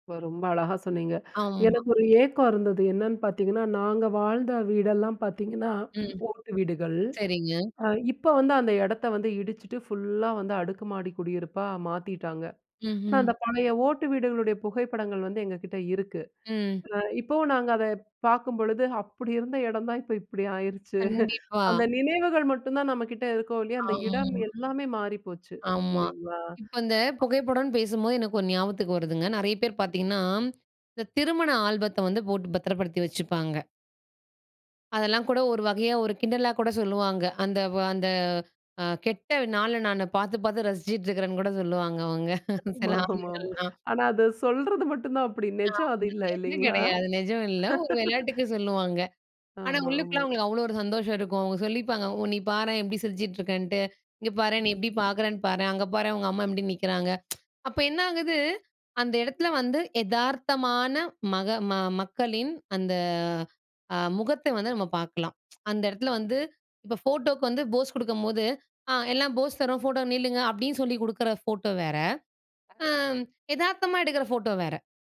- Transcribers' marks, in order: other noise; laughing while speaking: "இப்டி ஆயிருச்சு"; tapping; unintelligible speech; laughing while speaking: "ஆமா ஆமாமா"; laughing while speaking: "சில ஆண்கள்லாம்"; unintelligible speech; laughing while speaking: "இல்லீங்களா?"; tsk; tsk; in English: "போஸ்"; in English: "போஸ்"; unintelligible speech
- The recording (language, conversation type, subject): Tamil, podcast, பழைய குடும்பப் புகைப்படங்கள் உங்களுக்கு என்ன சொல்லும்?